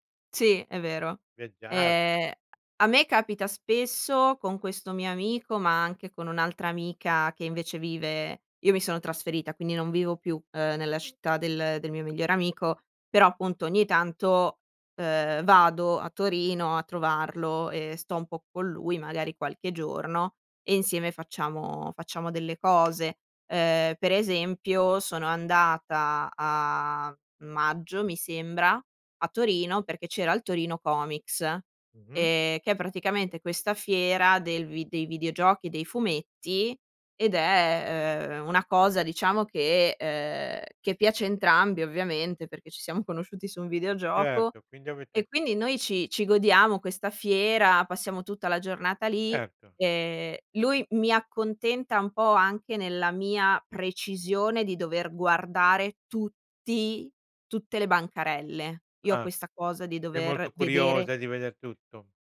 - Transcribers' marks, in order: tapping
- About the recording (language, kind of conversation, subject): Italian, podcast, Come si coltivano amicizie durature attraverso esperienze condivise?